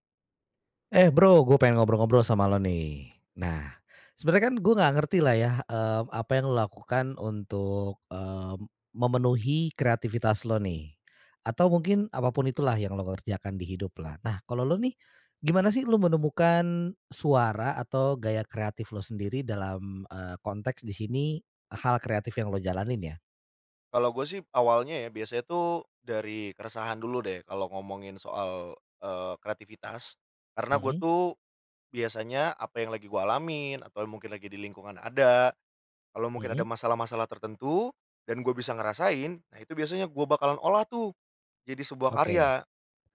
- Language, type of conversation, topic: Indonesian, podcast, Bagaimana kamu menemukan suara atau gaya kreatifmu sendiri?
- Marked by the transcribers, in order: none